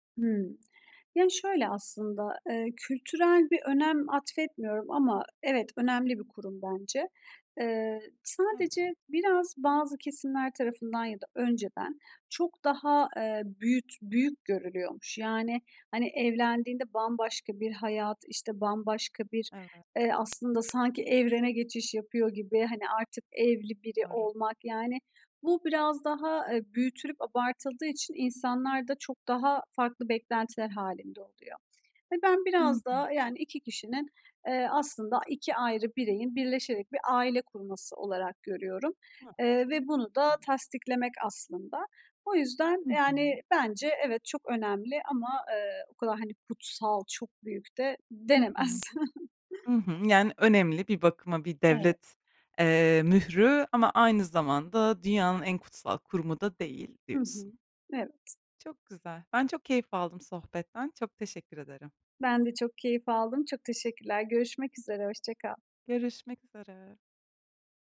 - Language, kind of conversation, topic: Turkish, podcast, Bir düğün ya da kutlamada herkesin birlikteymiş gibi hissettiği o anı tarif eder misin?
- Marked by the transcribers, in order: other background noise; unintelligible speech; chuckle